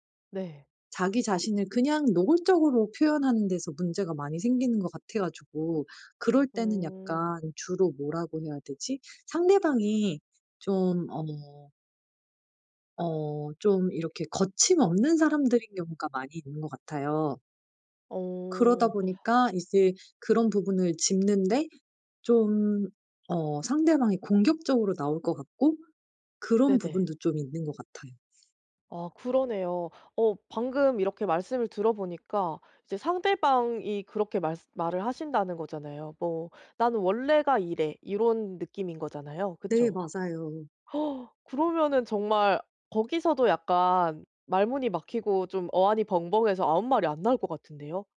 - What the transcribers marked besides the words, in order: gasp
- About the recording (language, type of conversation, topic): Korean, advice, 감정을 더 솔직하게 표현하는 방법은 무엇인가요?